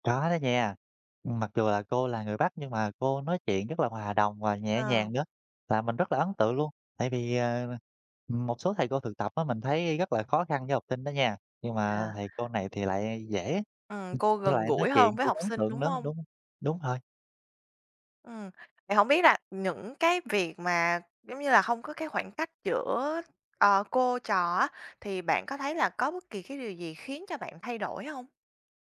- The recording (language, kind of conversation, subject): Vietnamese, podcast, Bạn có thể kể về một thầy hoặc cô đã ảnh hưởng lớn đến bạn không?
- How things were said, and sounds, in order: other background noise